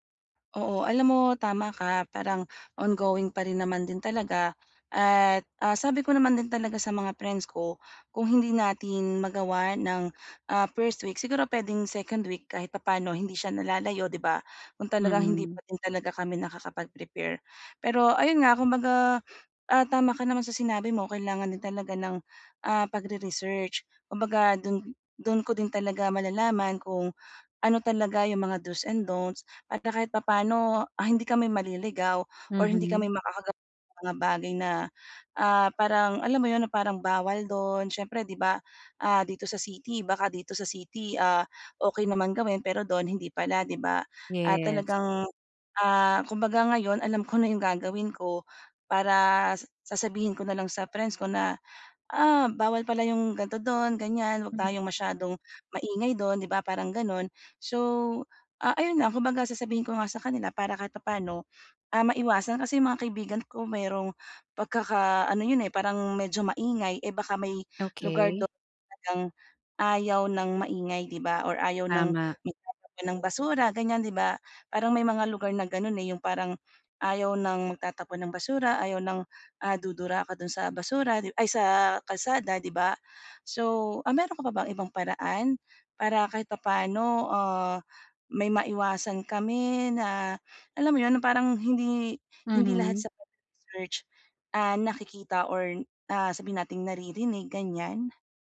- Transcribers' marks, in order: in English: "on going"; laughing while speaking: "ko na"; tapping
- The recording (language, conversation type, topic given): Filipino, advice, Paano ako makakapag-explore ng bagong lugar nang may kumpiyansa?